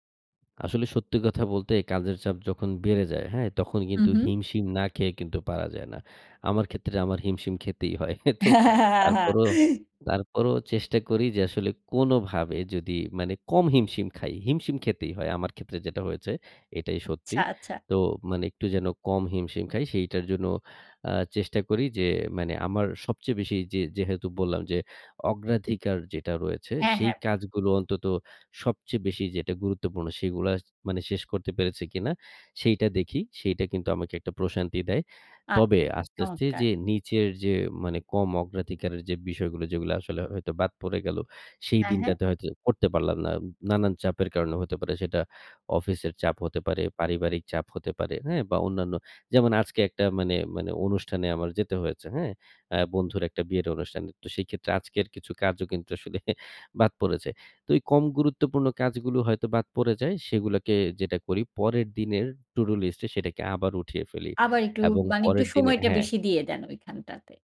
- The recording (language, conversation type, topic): Bengali, podcast, টু-ডু লিস্ট কীভাবে গুছিয়ে রাখেন?
- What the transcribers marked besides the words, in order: giggle; scoff; scoff